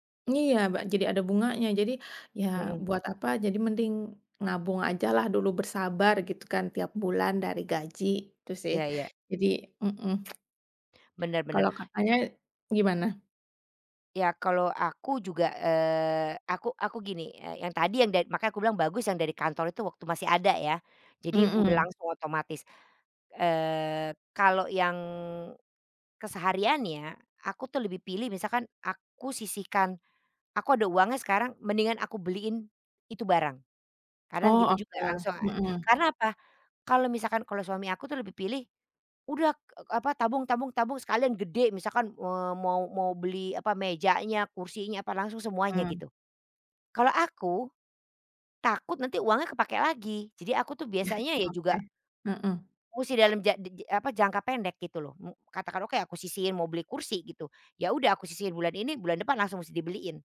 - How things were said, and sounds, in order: tongue click; laugh
- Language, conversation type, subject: Indonesian, unstructured, Pernahkah kamu merasa senang setelah berhasil menabung untuk membeli sesuatu?
- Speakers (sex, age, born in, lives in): female, 30-34, Indonesia, Indonesia; female, 50-54, Indonesia, Netherlands